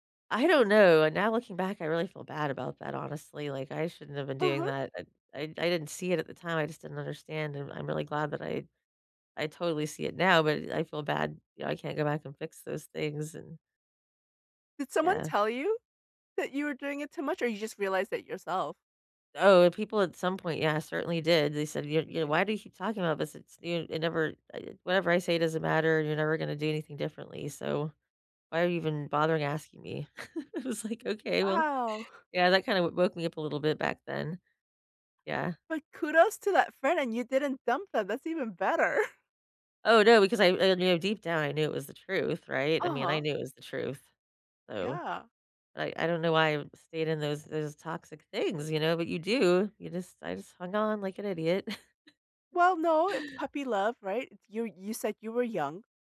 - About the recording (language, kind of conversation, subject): English, unstructured, How do I know when it's time to end my relationship?
- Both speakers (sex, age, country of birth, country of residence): female, 45-49, South Korea, United States; female, 45-49, United States, United States
- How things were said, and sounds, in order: laughing while speaking: "I was like"; laughing while speaking: "better"; stressed: "things"; chuckle